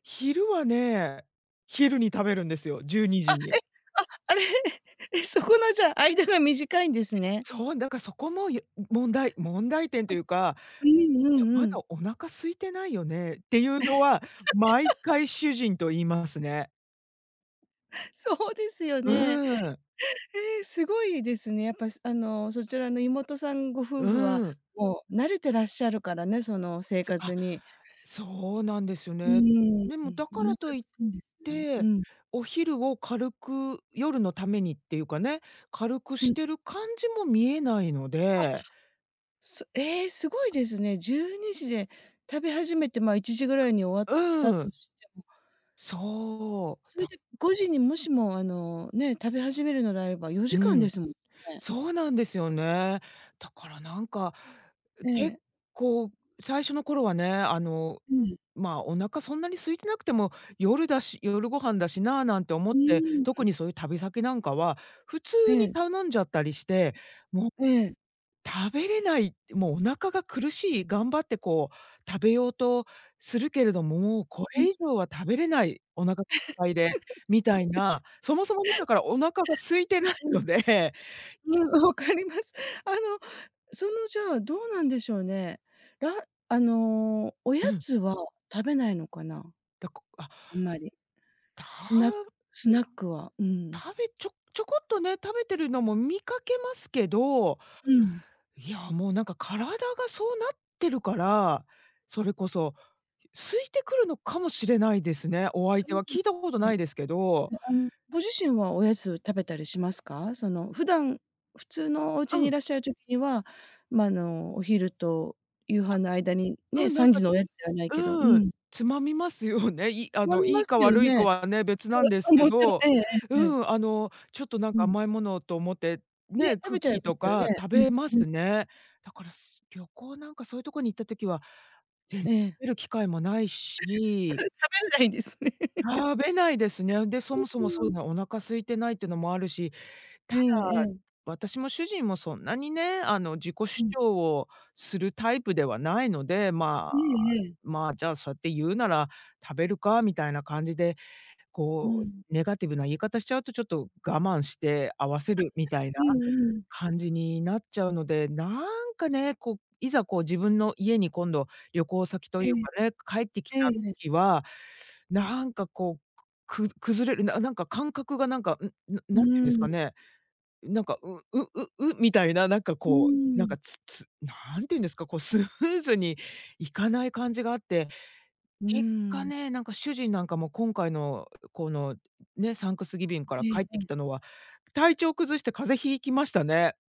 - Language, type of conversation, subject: Japanese, advice, 旅行や出張で日常のルーティンが崩れるのはなぜですか？
- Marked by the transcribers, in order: laughing while speaking: "あれ。 え、そこの、じゃあ、間が"; chuckle; other background noise; laugh; laughing while speaking: "そうですよね、ええ"; unintelligible speech; chuckle; unintelligible speech; unintelligible speech; unintelligible speech; chuckle; tapping; in English: "サンクスギビング"